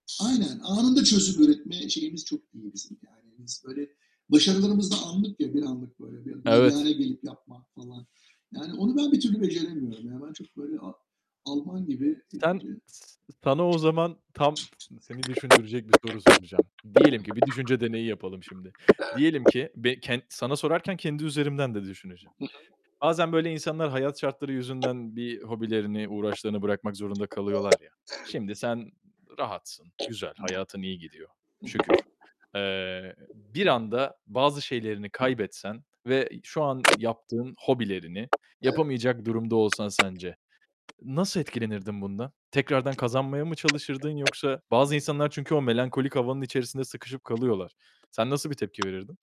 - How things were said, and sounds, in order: other background noise; unintelligible speech; unintelligible speech; unintelligible speech; unintelligible speech
- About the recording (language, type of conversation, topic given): Turkish, unstructured, Bir hobiyi bırakmak zorunda kalmak seni nasıl etkiler?